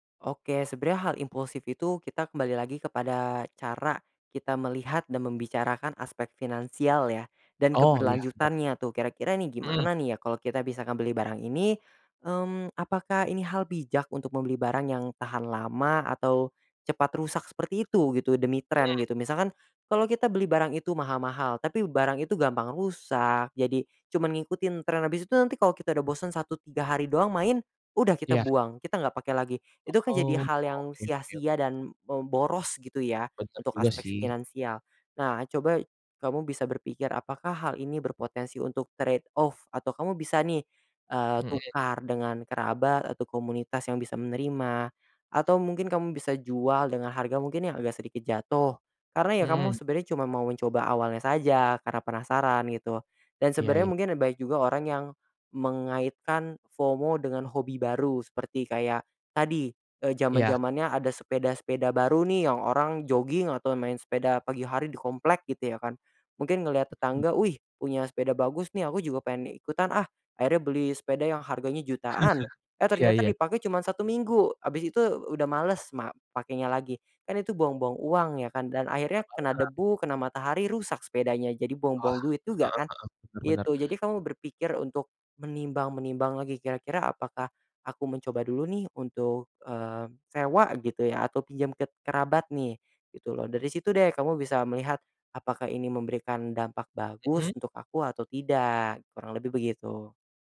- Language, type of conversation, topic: Indonesian, podcast, Bagaimana kamu menyeimbangkan tren dengan selera pribadi?
- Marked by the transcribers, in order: in English: "trade off"; in English: "FOMO"; chuckle; unintelligible speech